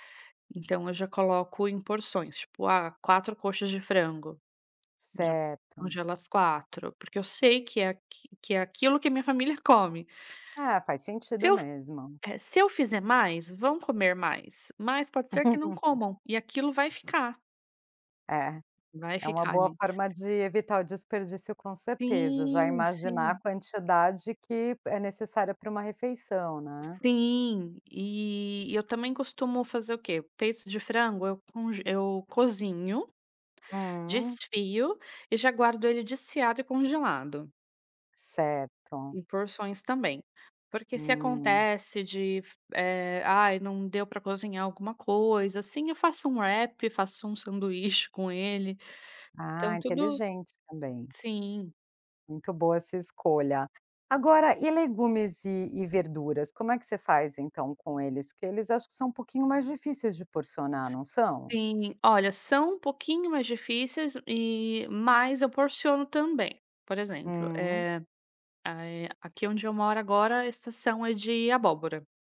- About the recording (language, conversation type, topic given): Portuguese, podcast, Como evitar o desperdício na cozinha do dia a dia?
- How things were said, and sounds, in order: laugh; other background noise